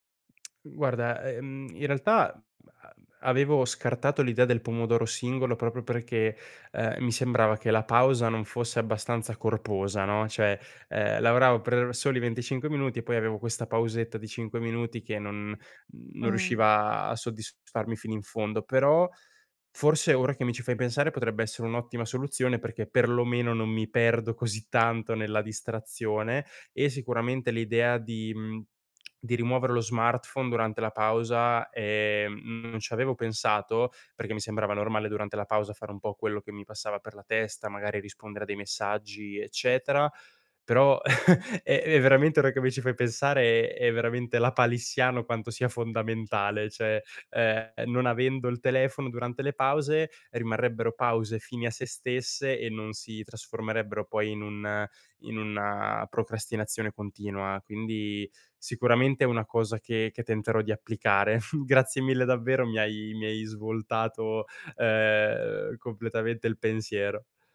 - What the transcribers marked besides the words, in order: tapping; "per" said as "prer"; tongue click; chuckle; laughing while speaking: "è è veramente"; "cioè" said as "ceh"; snort
- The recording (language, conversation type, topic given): Italian, advice, Come posso mantenere una concentrazione costante durante le sessioni di lavoro pianificate?